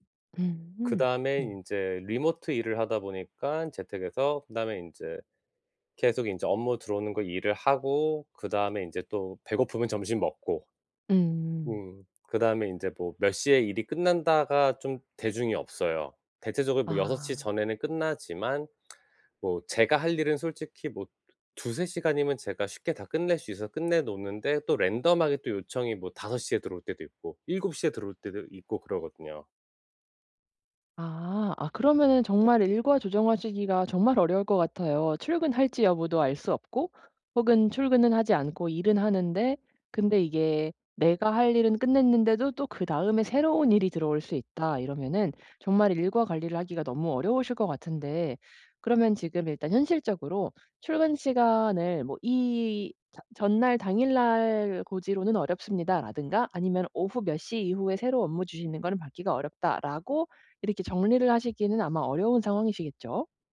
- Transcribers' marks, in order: in English: "리모트"; other background noise; in English: "랜덤하게"; laughing while speaking: "정말"
- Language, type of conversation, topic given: Korean, advice, 창의적인 아이디어를 얻기 위해 일상 루틴을 어떻게 바꾸면 좋을까요?